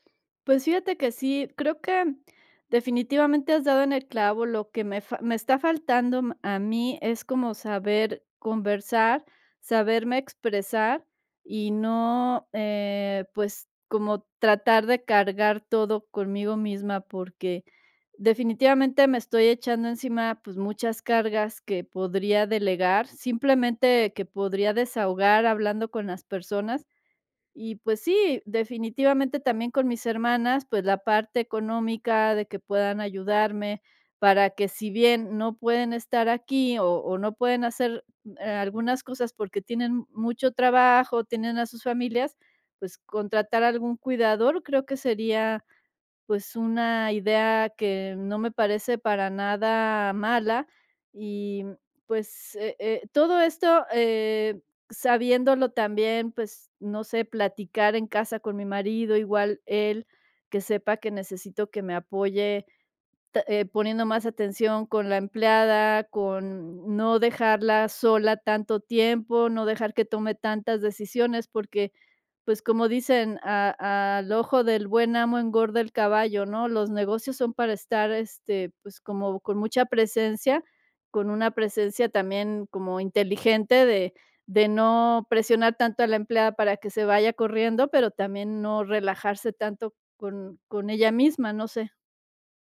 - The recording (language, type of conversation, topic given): Spanish, advice, ¿Cómo puedo manejar sentirme abrumado por muchas responsabilidades y no saber por dónde empezar?
- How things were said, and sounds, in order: none